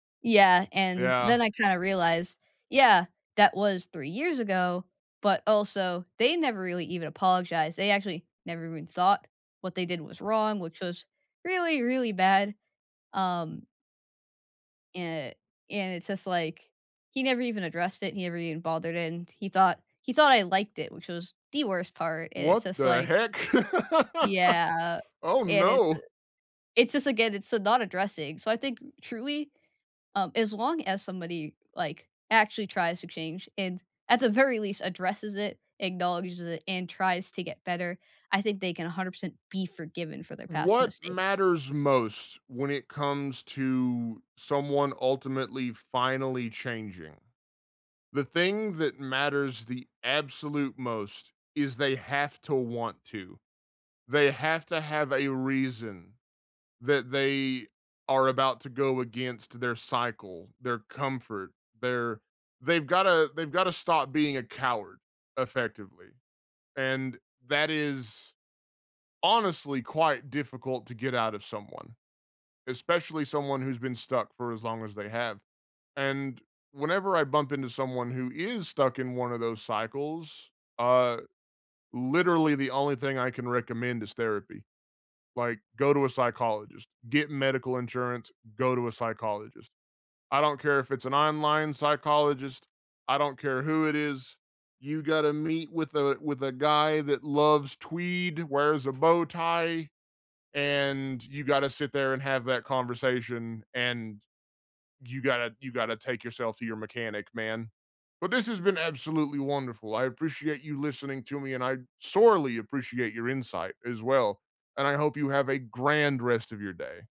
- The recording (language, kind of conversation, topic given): English, unstructured, Is it fair to judge someone by their past mistakes?
- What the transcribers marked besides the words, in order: stressed: "the"; surprised: "What the heck?"; drawn out: "Yeah"; laugh; tapping; stressed: "sorely"